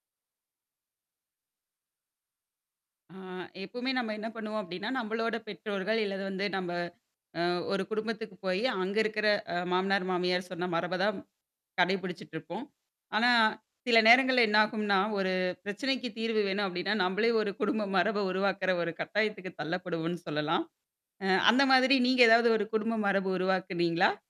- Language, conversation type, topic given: Tamil, podcast, நீங்கள் உருவாக்கிய புதிய குடும்ப மரபு ஒன்றுக்கு உதாரணம் சொல்ல முடியுமா?
- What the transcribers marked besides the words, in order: laughing while speaking: "குடும்ப மரப"